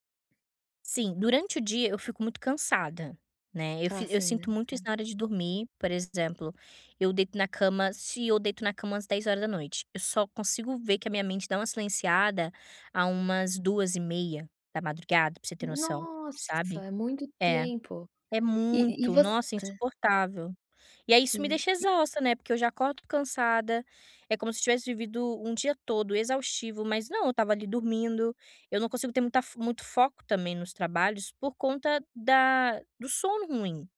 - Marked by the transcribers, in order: tapping
- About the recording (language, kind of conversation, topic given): Portuguese, advice, Quais pensamentos repetitivos ou ruminações estão impedindo você de dormir?